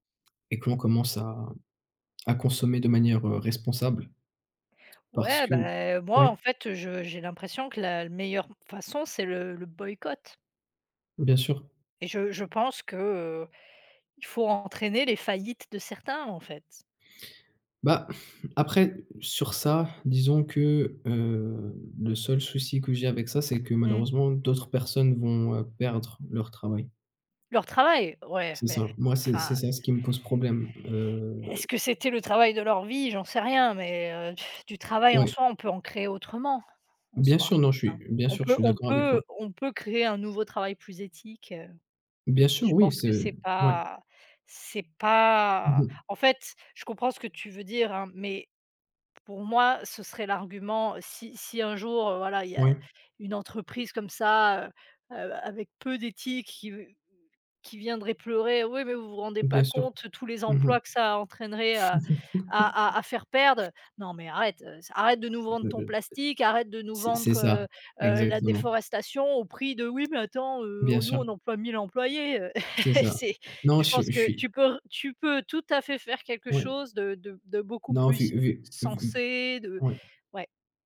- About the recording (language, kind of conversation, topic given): French, unstructured, Préférez-vous la finance responsable ou la consommation rapide, et quel principe guide vos dépenses ?
- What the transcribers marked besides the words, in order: tapping; exhale; other background noise; blowing; laugh; unintelligible speech; put-on voice: "Oui, mais attends, heu, nous on emploie mille employés !"; chuckle